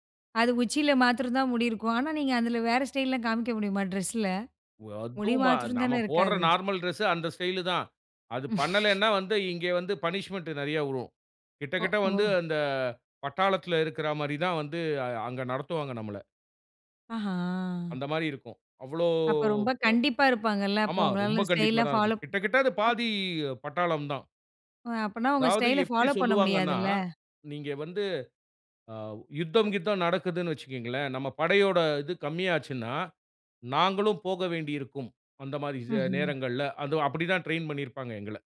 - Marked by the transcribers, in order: in English: "நார்மல் டிரெஸ்"; in English: "ஸ்டைலு"; chuckle; in English: "பனிஷ்மென்ட்"; in English: "ஸ்டைல் பாலோ"; in English: "ஸ்டைல ஃபாலோ"; in English: "ட்ரெயின்"
- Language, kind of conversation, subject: Tamil, podcast, நீங்கள் உங்கள் ஸ்டைலை எப்படி வர்ணிப்பீர்கள்?